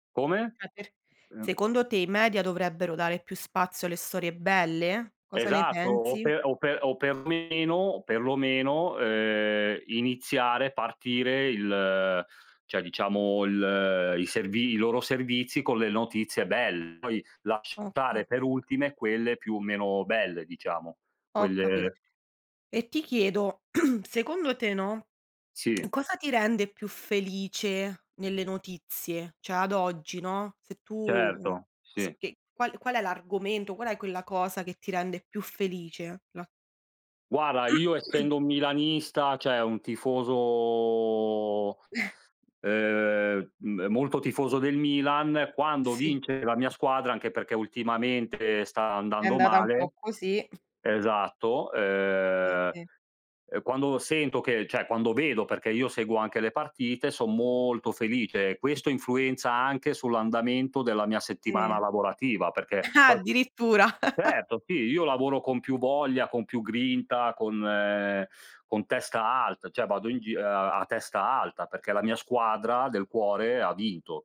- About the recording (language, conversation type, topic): Italian, unstructured, Quali notizie di oggi ti rendono più felice?
- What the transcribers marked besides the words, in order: "cioè" said as "ceh"; tapping; throat clearing; lip smack; "Cioè" said as "ceh"; other background noise; throat clearing; drawn out: "tifoso"; chuckle; other noise; "cioè" said as "ceh"; chuckle; "cioè" said as "ceh"